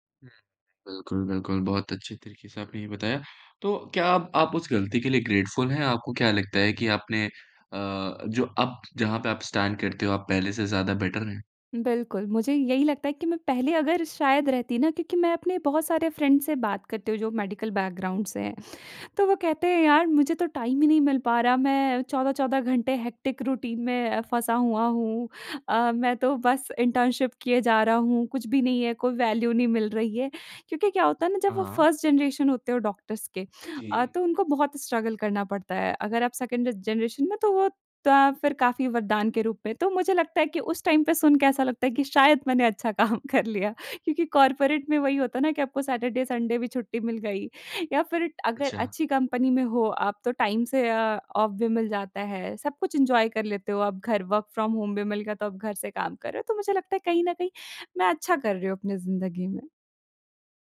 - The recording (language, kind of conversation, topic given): Hindi, podcast, कौन सी गलती बाद में आपके लिए वरदान साबित हुई?
- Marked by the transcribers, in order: in English: "ग्रेटफुल"; in English: "स्टैंड"; in English: "बेटर"; tapping; in English: "फ्रेंड्स"; in English: "मेडिकल बैकग्राउंड"; in English: "टाइम"; in English: "हेक्टिक रूटीन"; in English: "इंटर्नशिप"; in English: "वैल्यू"; in English: "फर्स्ट जनरेशन"; in English: "डॉक्टर्स"; in English: "स्ट्रगल"; in English: "सेकंड जनरेशन"; in English: "टाइम"; laughing while speaking: "अच्छा काम कर लिया"; in English: "कॉर्पोरेट"; in English: "सैटरडे, संडे"; in English: "कंपनी"; in English: "टाइम"; in English: "ऑफ"; in English: "एन्जॉय"; in English: "वर्क फ्रॉम होम"